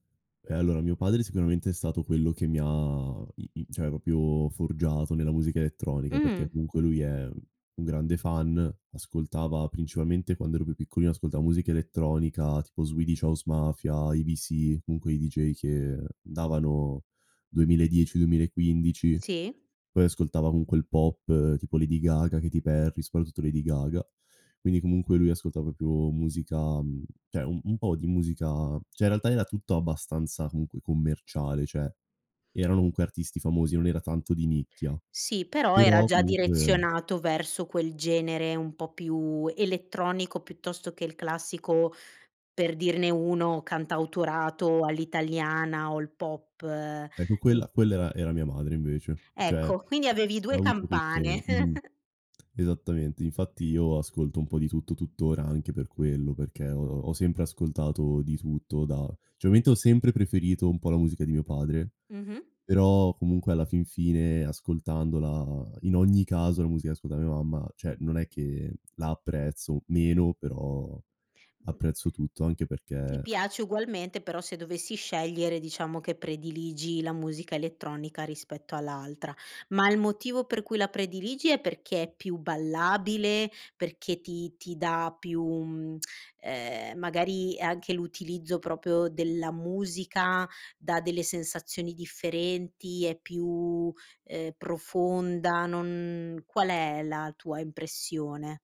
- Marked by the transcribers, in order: other background noise; "cioè" said as "ceh"; "proprio" said as "propio"; "cioè" said as "ceh"; "cioè" said as "ceh"; "comunque" said as "unque"; chuckle; "cioè" said as "ceh"; "ovviamente" said as "viament"; "cioè" said as "ceh"; tsk; "proprio" said as "propio"
- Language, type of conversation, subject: Italian, podcast, Come scopri nuova musica oggi?